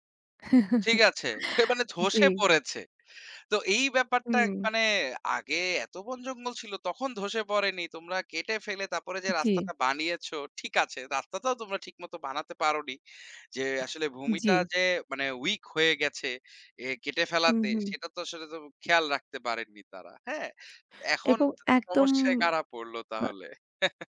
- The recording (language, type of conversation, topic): Bengali, unstructured, আপনার মতে বনভূমি সংরক্ষণ আমাদের জন্য কেন জরুরি?
- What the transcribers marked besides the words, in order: chuckle; scoff; in English: "উইক"; chuckle